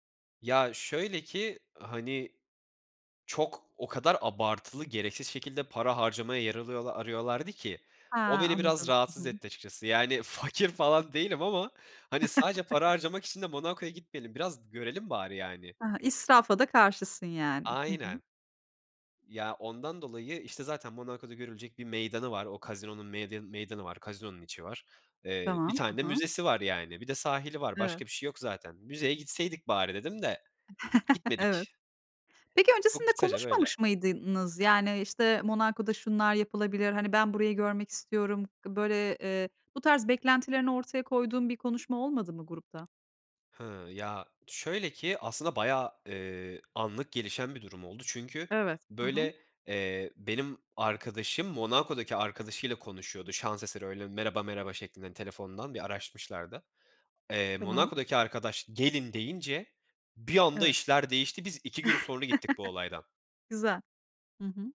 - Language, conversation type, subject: Turkish, podcast, Seyahatte yaptığın en büyük hata neydi ve bundan hangi dersi çıkardın?
- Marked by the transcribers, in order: laughing while speaking: "fakir falan değilim"; chuckle; chuckle; tapping; chuckle